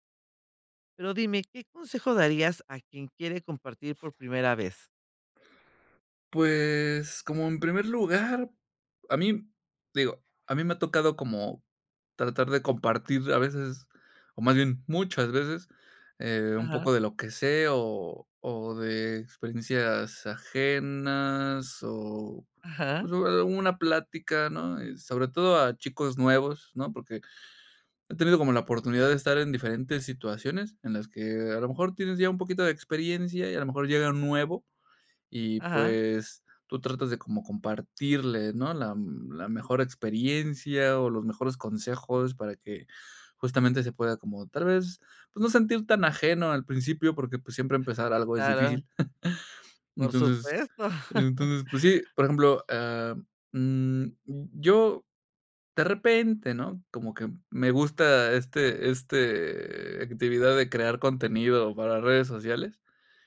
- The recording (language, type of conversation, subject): Spanish, podcast, ¿Qué consejos darías a alguien que quiere compartir algo por primera vez?
- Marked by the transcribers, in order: other background noise; unintelligible speech; other noise; chuckle